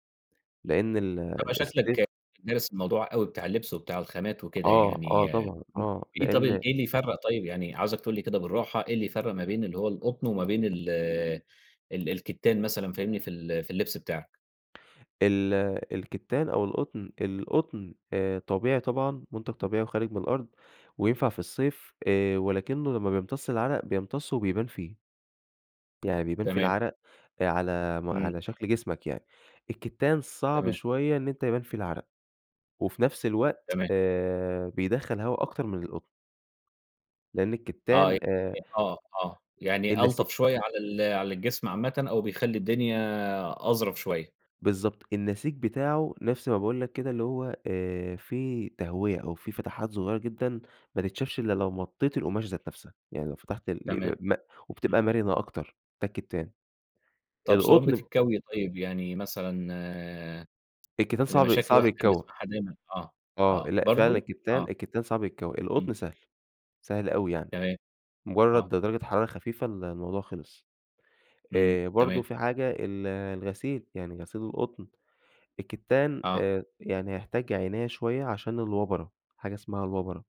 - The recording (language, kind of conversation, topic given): Arabic, podcast, إزاي توازن بين الراحة والأناقة في لبسك؟
- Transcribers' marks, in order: none